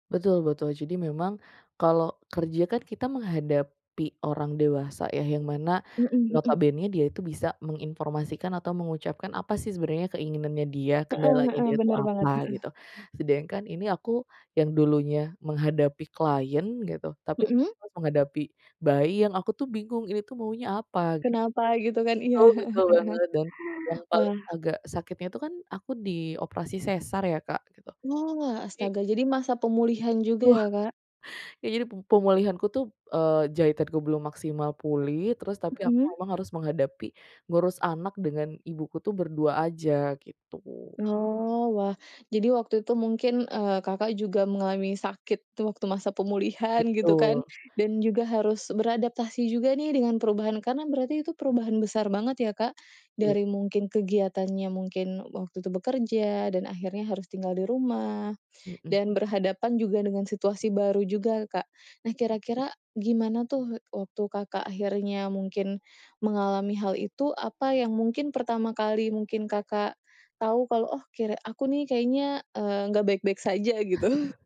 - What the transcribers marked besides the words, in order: other background noise; unintelligible speech; laughing while speaking: "gitu?"
- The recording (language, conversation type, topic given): Indonesian, podcast, Bagaimana cara kamu menjaga kesehatan mental saat sedang dalam masa pemulihan?